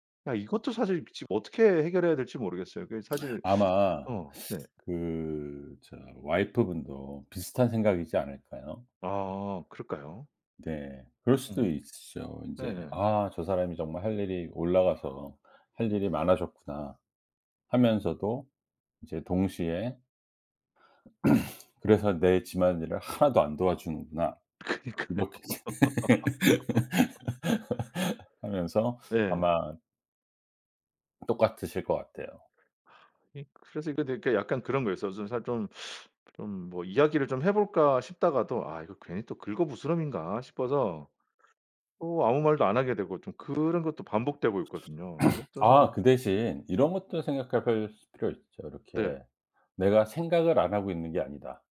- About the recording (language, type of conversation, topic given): Korean, advice, 일과 삶의 경계를 다시 세우는 연습이 필요하다고 느끼는 이유는 무엇인가요?
- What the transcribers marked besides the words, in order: throat clearing; tapping; laughing while speaking: "그니까요"; laugh; sigh; throat clearing